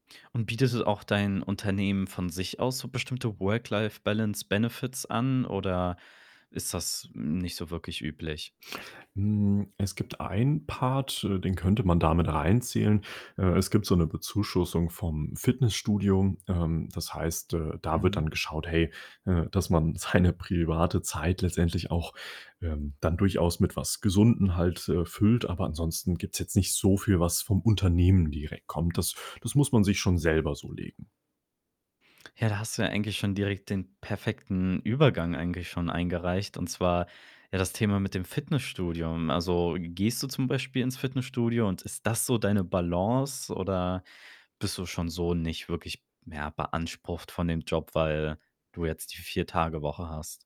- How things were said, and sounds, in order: "bietet" said as "bietete"; in English: "Work-Life-Balance-Benefits"; chuckle; laughing while speaking: "seine"; other background noise
- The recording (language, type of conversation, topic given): German, podcast, Wie findest du die richtige Balance zwischen Job und Privatleben?